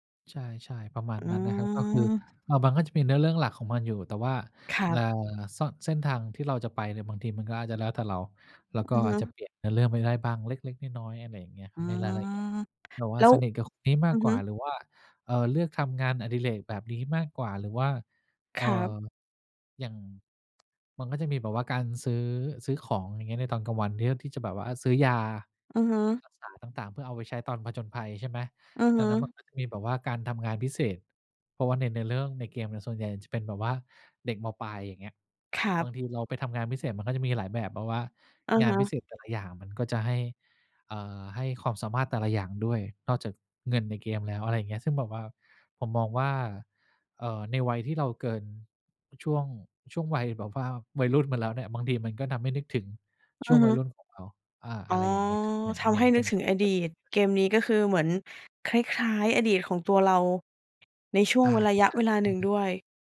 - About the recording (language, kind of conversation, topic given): Thai, podcast, การพักผ่อนแบบไหนช่วยให้คุณกลับมามีพลังอีกครั้ง?
- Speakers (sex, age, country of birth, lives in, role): female, 35-39, Thailand, Thailand, host; male, 50-54, Thailand, Thailand, guest
- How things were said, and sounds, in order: tapping; unintelligible speech